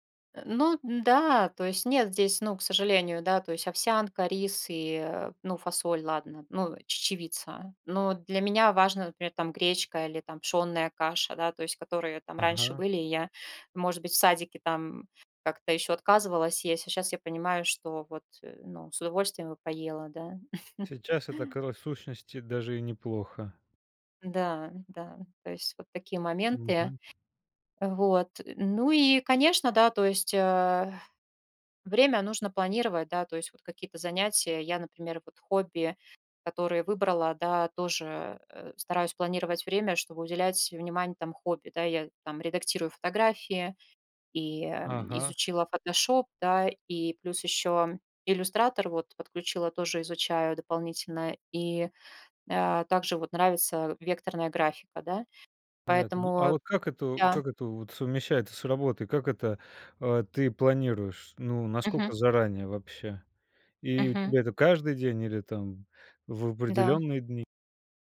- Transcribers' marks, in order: chuckle; other background noise; tapping
- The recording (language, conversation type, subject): Russian, podcast, Как вы выбираете, куда вкладывать время и энергию?